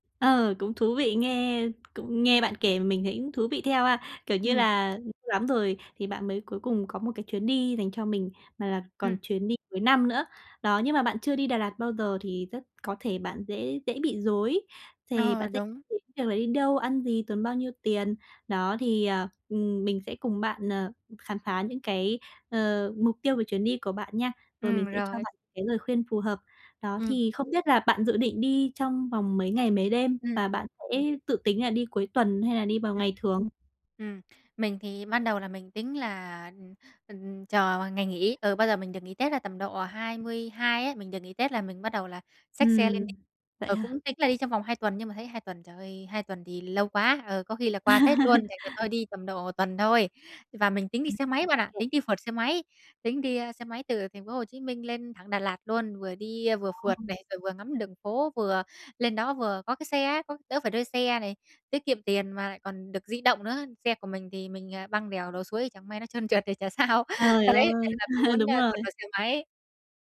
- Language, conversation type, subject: Vietnamese, advice, Làm thế nào để lập kế hoạch cho một chuyến đi vui vẻ?
- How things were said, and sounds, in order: tapping; unintelligible speech; other background noise; laugh; laughing while speaking: "sao. Đấy"; laugh